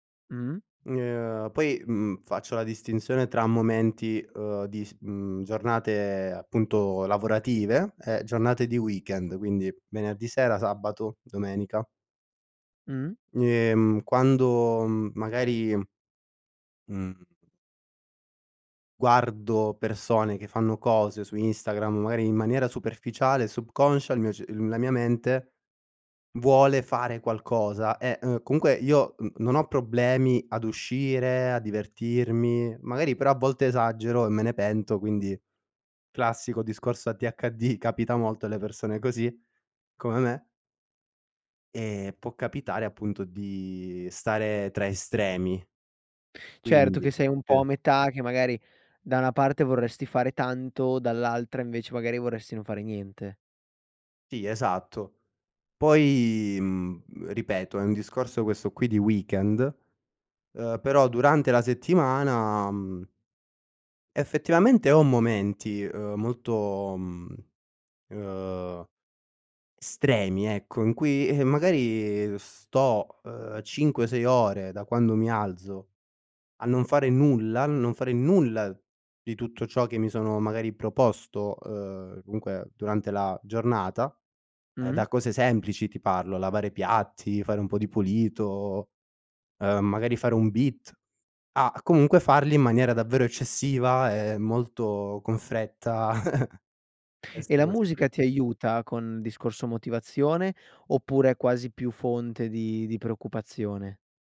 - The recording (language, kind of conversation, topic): Italian, podcast, Quando perdi la motivazione, cosa fai per ripartire?
- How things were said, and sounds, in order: tapping; other background noise; laughing while speaking: "ADHD"; unintelligible speech; "una" said as "na"; in English: "beat"; chuckle